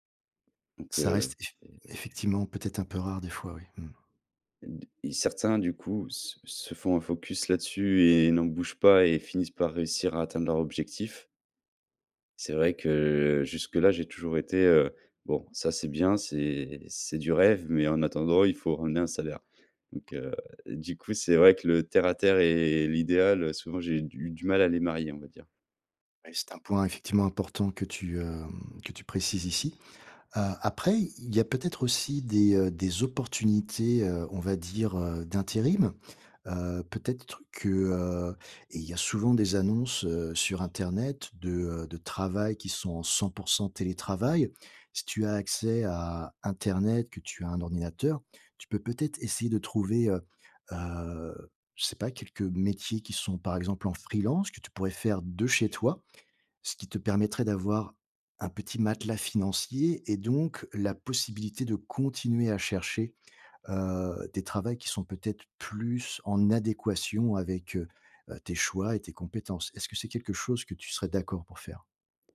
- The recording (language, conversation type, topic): French, advice, Comment rebondir après une perte d’emploi soudaine et repenser sa carrière ?
- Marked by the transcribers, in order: tapping